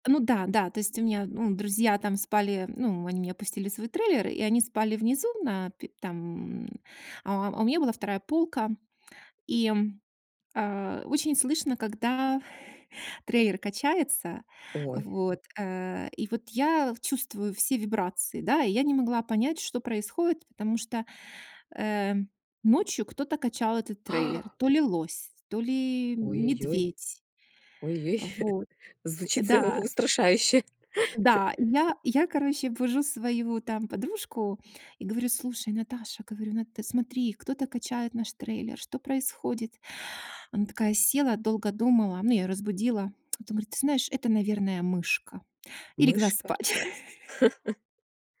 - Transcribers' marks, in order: gasp; chuckle; chuckle; afraid: "Нат, ты смотри, кто-то качает наш трейлер, что происходит?"; tsk; chuckle
- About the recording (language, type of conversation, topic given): Russian, podcast, Как природа учит нас замедляться и по-настоящему видеть мир?